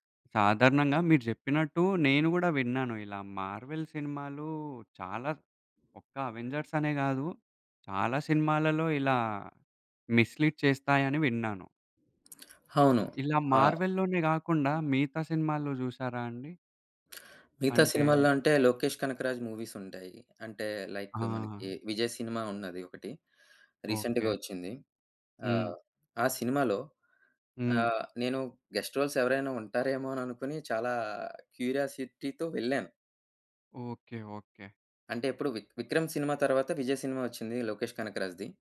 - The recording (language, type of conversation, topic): Telugu, podcast, కొత్త సినిమా ట్రైలర్ చూసినప్పుడు మీ మొదటి స్పందన ఏమిటి?
- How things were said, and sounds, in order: other background noise; in English: "మిస్‌లీడ్"; in English: "మూవీస్"; in English: "లైక్"; in English: "రీసెంట్‌గా"; in English: "గెస్ట్ రోల్స్"; in English: "క్యూరియాసిటీతో"